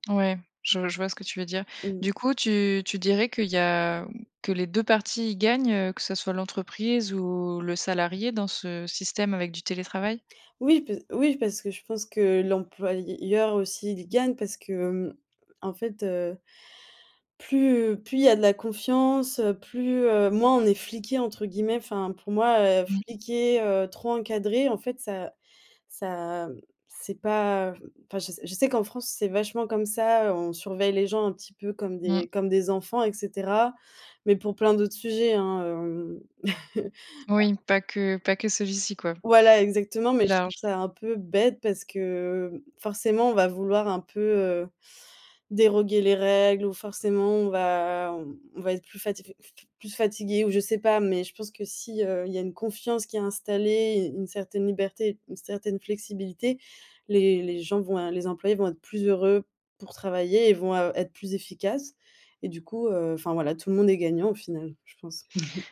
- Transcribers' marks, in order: laugh; other background noise; tapping; "déroger" said as "déroguer"; chuckle
- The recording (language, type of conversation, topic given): French, podcast, Que penses-tu, honnêtement, du télétravail à temps plein ?